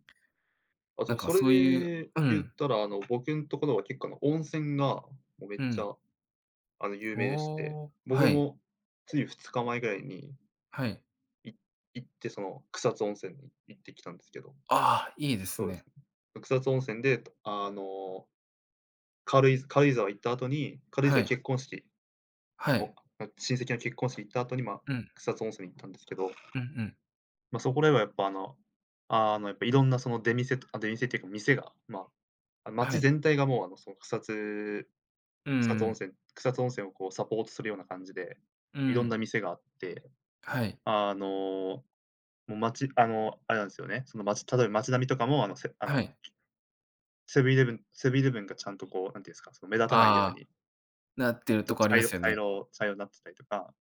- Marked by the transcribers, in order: tapping; other background noise
- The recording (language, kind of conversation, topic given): Japanese, unstructured, 地域のおすすめスポットはどこですか？